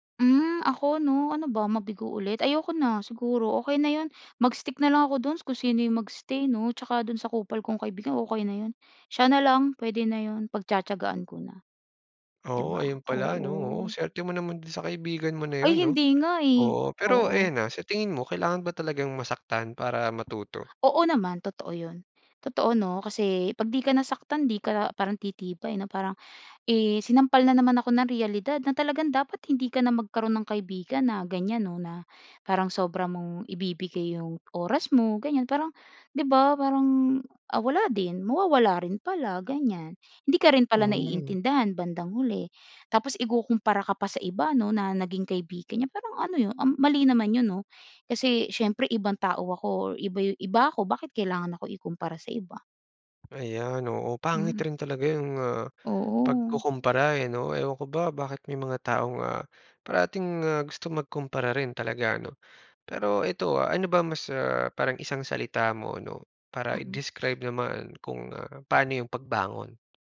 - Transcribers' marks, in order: other background noise
- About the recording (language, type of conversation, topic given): Filipino, podcast, Ano ang pinakamalaking aral na natutunan mo mula sa pagkabigo?